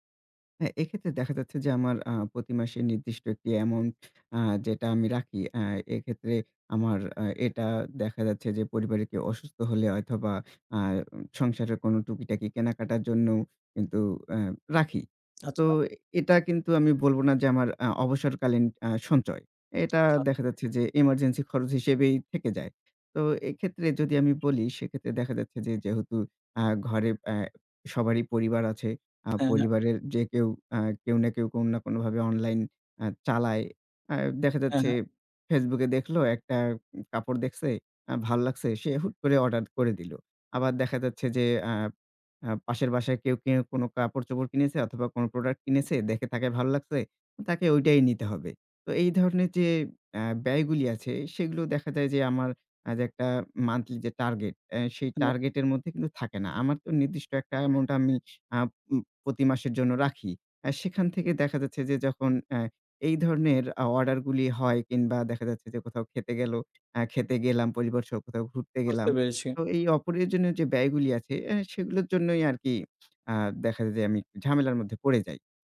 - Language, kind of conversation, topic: Bengali, advice, অবসরকালীন সঞ্চয় নিয়ে আপনি কেন টালবাহানা করছেন এবং অনিশ্চয়তা বোধ করছেন?
- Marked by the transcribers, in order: other background noise; tapping